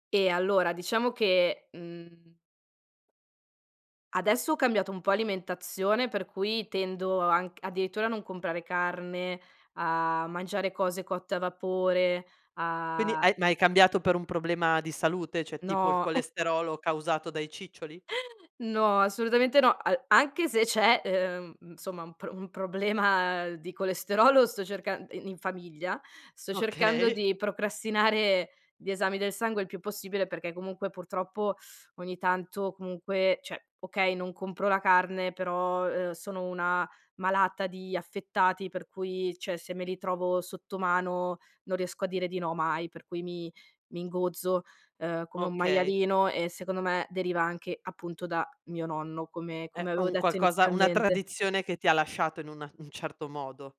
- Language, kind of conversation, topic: Italian, podcast, Ci parli di un alimento che racconta la storia della tua famiglia?
- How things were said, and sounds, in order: "cioè" said as "ceh"; chuckle; tapping; laughing while speaking: "Okay"; teeth sucking; "cioè" said as "ceh"; "cioè" said as "ceh"